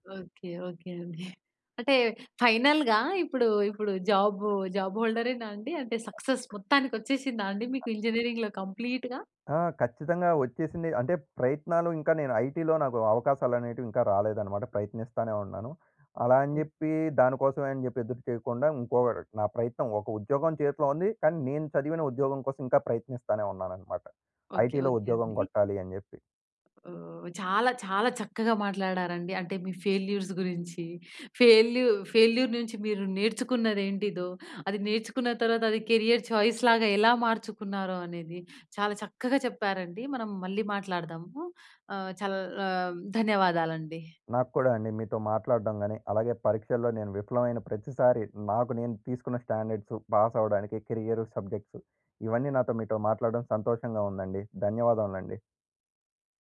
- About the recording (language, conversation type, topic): Telugu, podcast, పరీక్షలో పరాజయం మీకు ఎలా మార్గదర్శకమైంది?
- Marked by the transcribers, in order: in English: "ఫైనల్‌గా"; in English: "జాబ్ జాబ్ హోల్డర్"; in English: "సక్సెస్"; other background noise; in English: "ఇంజినీరింగ్‌లో కంప్లీట్‌గా?"; in English: "ఐటీలో"; in English: "గుడ్"; in English: "ఐటీలో"; in English: "ఫెయిల్యూర్స్"; in English: "ఫెయిల్యూర్"; in English: "కెరియర్ చాయిస్"; in English: "పాస్"; in English: "కెరియర్"